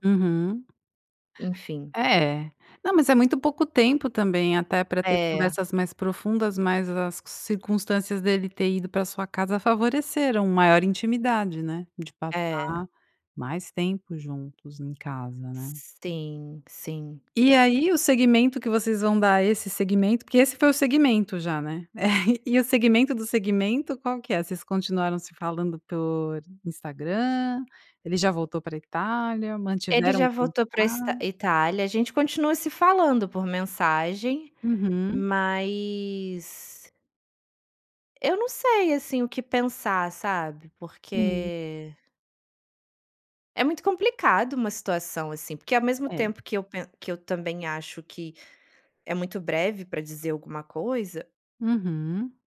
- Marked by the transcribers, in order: tapping; chuckle
- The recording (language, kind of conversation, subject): Portuguese, podcast, Como você retoma o contato com alguém depois de um encontro rápido?